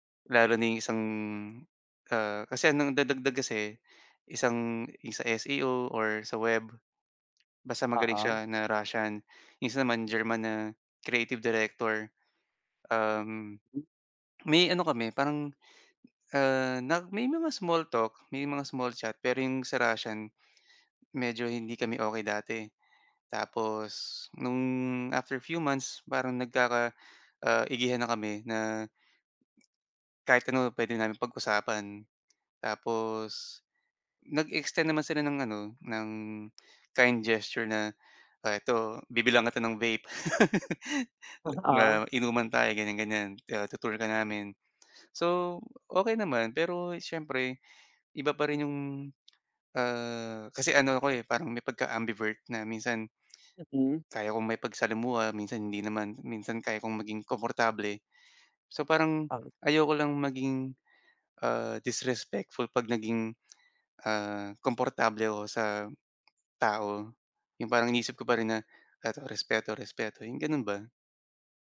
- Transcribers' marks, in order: tapping; laugh; other background noise
- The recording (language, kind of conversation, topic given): Filipino, advice, Paano ko mapapahusay ang praktikal na kasanayan ko sa komunikasyon kapag lumipat ako sa bagong lugar?